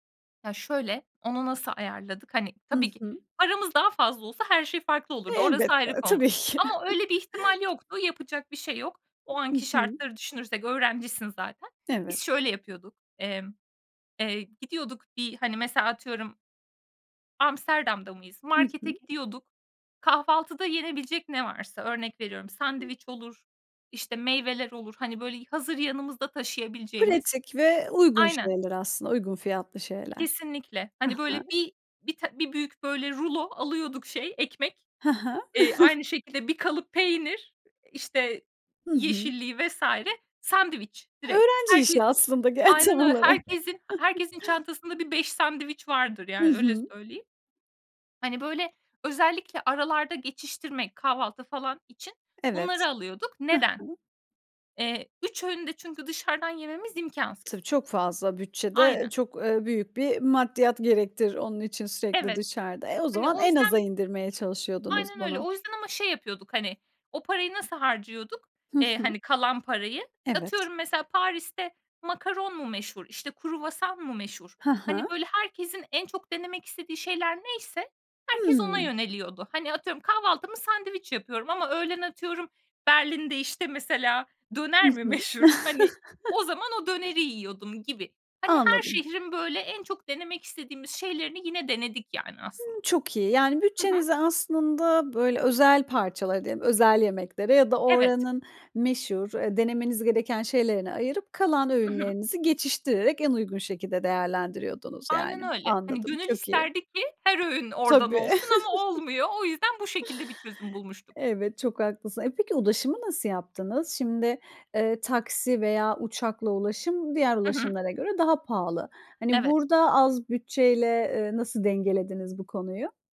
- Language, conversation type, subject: Turkish, podcast, Az bir bütçeyle unutulmaz bir gezi yaptın mı, nasıl geçti?
- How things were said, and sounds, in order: other background noise; laughing while speaking: "tabii ki"; chuckle; chuckle; other noise; laughing while speaking: "ge tam olarak"; chuckle; laughing while speaking: "meşhur?"; chuckle; tapping; chuckle